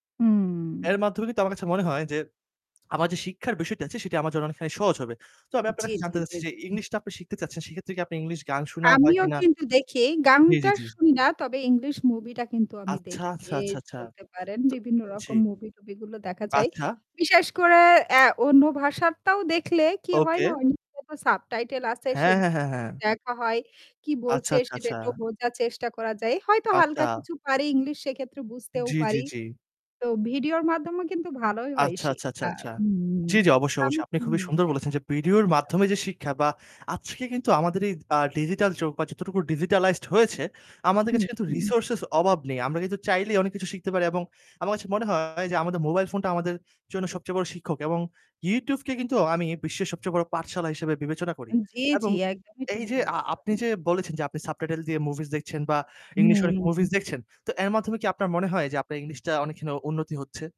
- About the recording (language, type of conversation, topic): Bengali, unstructured, আপনি কীভাবে নিজের পড়াশোনাকে আরও মজাদার করে তোলেন?
- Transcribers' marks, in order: static; swallow; "আচ্ছা" said as "আছা"; distorted speech; "ভাষারটাও" said as "ভাষারতাও"; "আচ্ছা" said as "আচা"; unintelligible speech; "ভিডিওর" said as "বিডিওর"; "যতটুকু" said as "যেতটুকু"; unintelligible speech; in English: "সাবটাইটেল"